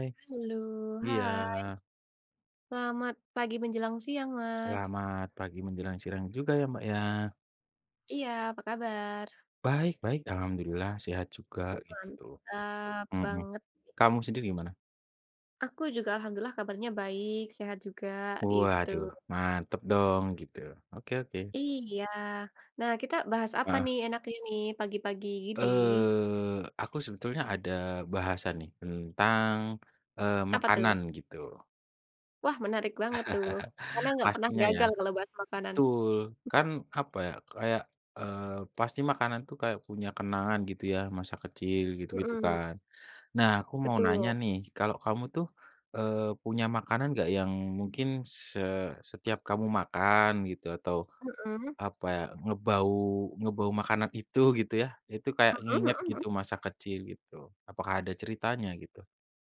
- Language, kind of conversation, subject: Indonesian, unstructured, Bagaimana makanan memengaruhi kenangan masa kecilmu?
- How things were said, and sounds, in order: other background noise; drawn out: "Eee"; tapping; chuckle